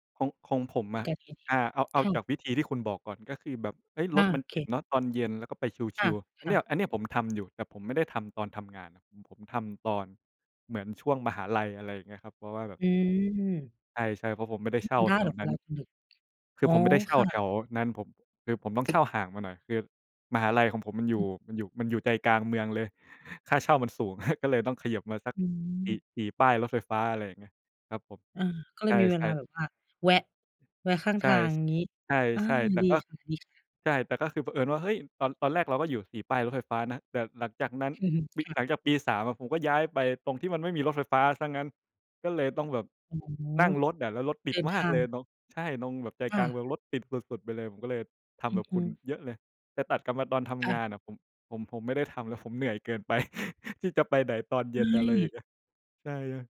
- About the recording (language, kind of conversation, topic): Thai, unstructured, เวลาทำงานแล้วรู้สึกเครียด คุณมีวิธีผ่อนคลายอย่างไร?
- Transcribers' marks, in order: tapping; chuckle; other background noise; chuckle; laughing while speaking: "ผม"; chuckle